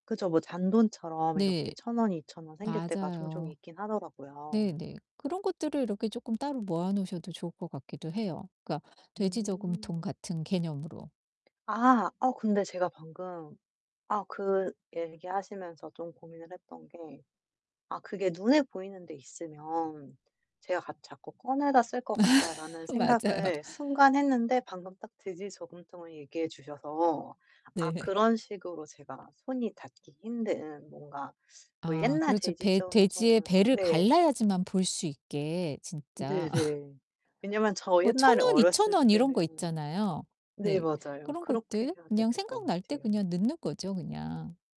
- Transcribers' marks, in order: other background noise; distorted speech; laugh; laughing while speaking: "네"; laugh
- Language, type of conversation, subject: Korean, advice, 저축을 규칙적인 습관으로 만들려면 어떻게 해야 하나요?
- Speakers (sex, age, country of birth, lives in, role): female, 35-39, United States, United States, user; female, 50-54, South Korea, United States, advisor